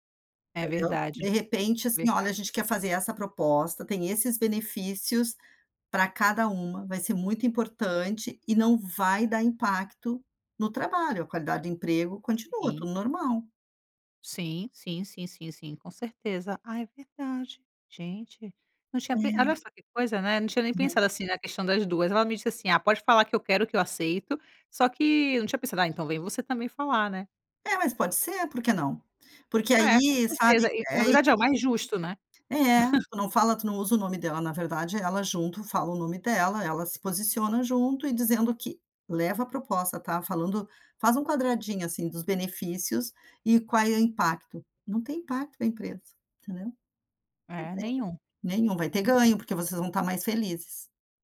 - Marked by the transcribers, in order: unintelligible speech; chuckle
- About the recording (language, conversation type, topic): Portuguese, advice, Como posso negociar com meu chefe a redução das minhas tarefas?